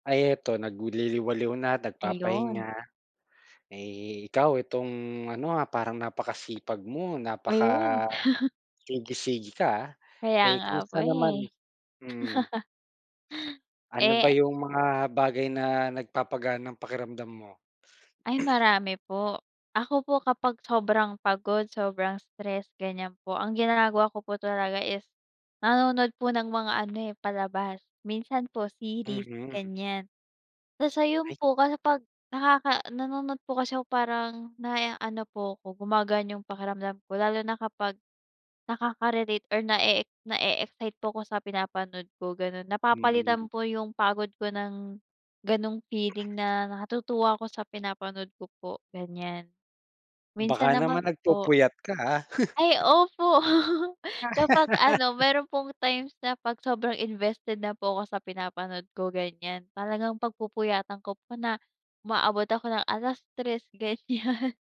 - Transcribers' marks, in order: chuckle; chuckle; throat clearing; other background noise; chuckle; laugh; laughing while speaking: "ganyan"
- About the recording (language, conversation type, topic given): Filipino, unstructured, Ano ang mga simpleng bagay na nagpapagaan ng pakiramdam mo?